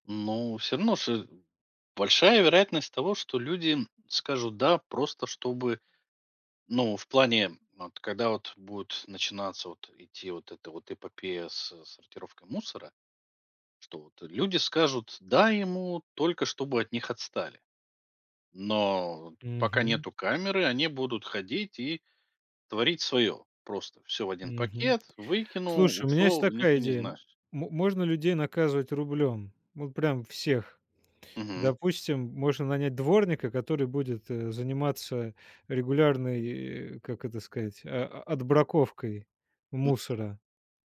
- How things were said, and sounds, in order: chuckle
- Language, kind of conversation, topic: Russian, podcast, Как организовать раздельный сбор мусора дома?